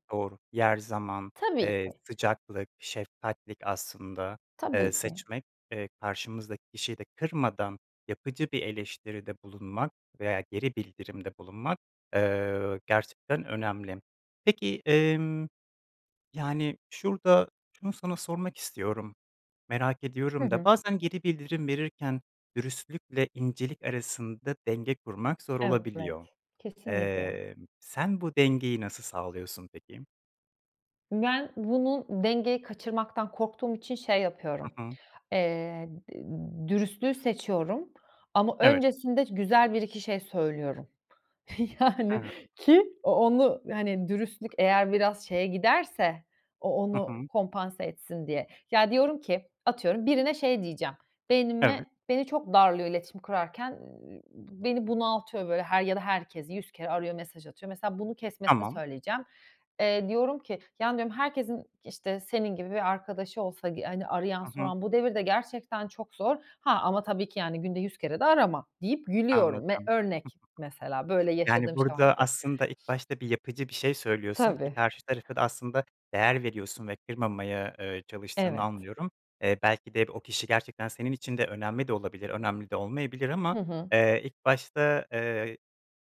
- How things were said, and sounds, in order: other background noise; laughing while speaking: "Yani"; giggle
- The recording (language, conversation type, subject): Turkish, podcast, Geri bildirim verirken nelere dikkat edersin?